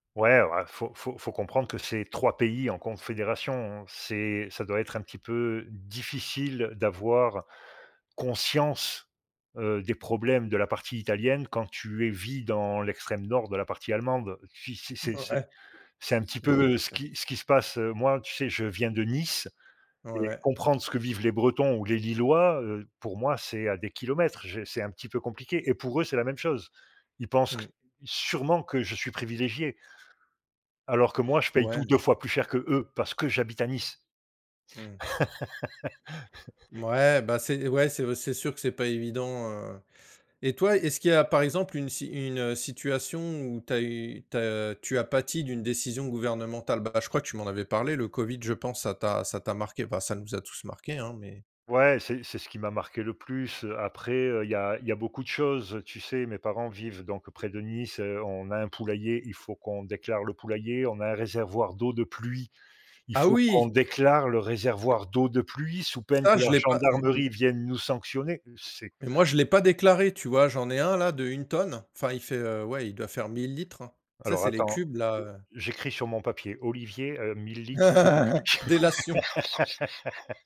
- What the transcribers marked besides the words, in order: stressed: "conscience"; laugh; chuckle; laugh
- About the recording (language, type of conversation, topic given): French, unstructured, Comment décrirais-tu le rôle du gouvernement dans la vie quotidienne ?
- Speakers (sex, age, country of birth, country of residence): male, 45-49, France, France; male, 50-54, France, Portugal